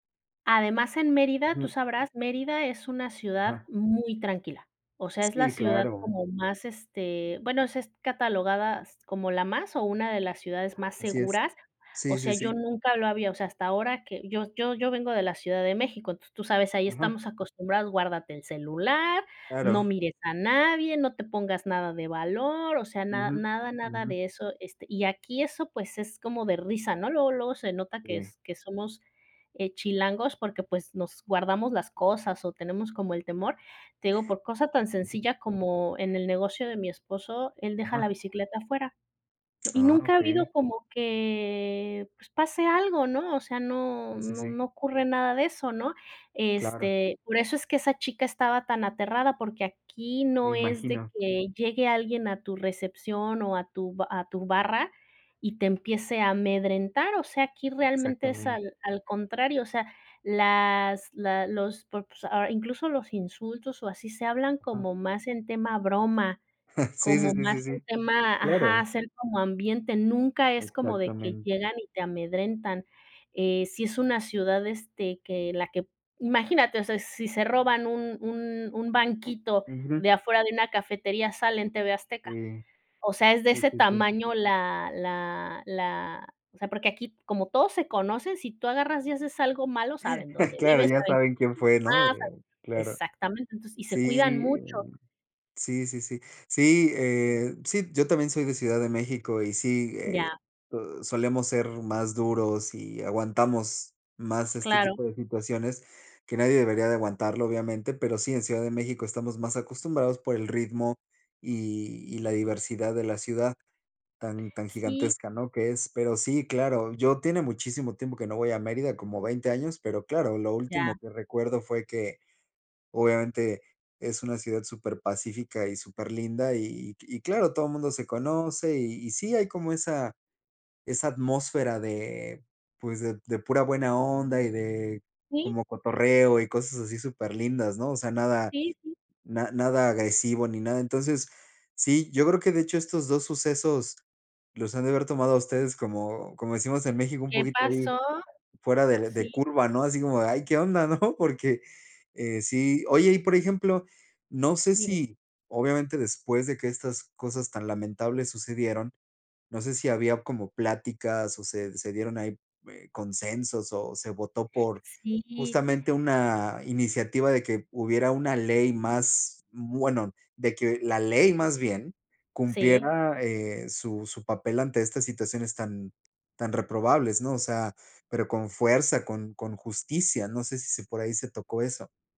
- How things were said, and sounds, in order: other background noise; drawn out: "que"; chuckle; tapping; chuckle; unintelligible speech; laughing while speaking: "¿no?"
- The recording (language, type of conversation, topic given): Spanish, unstructured, ¿qué opinas de los turistas que no respetan las culturas locales?
- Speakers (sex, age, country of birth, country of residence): female, 40-44, Mexico, Mexico; male, 40-44, Mexico, Spain